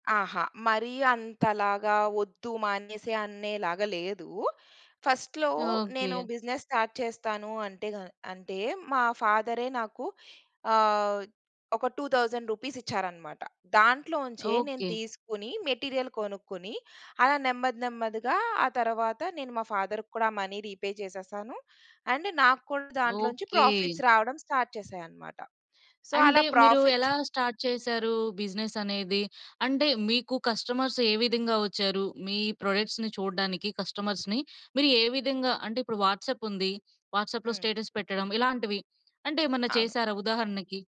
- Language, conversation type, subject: Telugu, podcast, మీ పనిని మీ కుటుంబం ఎలా స్వీకరించింది?
- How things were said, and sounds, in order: other background noise; in English: "ఫస్ట్‌లో"; in English: "స్టార్ట్"; in English: "టూ థౌసండ్ రూపీస్"; in English: "మెటీరియల్"; in English: "ఫాదర్"; in English: "మనీ రిపే"; in English: "అండ్"; in English: "ప్రాఫిట్స్"; in English: "సో"; in English: "ప్రాఫిట్స్"; in English: "స్టార్ట్"; in English: "కస్టమర్స్"; in English: "ప్రొడక్ట్స్‌ని"; in English: "కస్టమర్స్‌ని"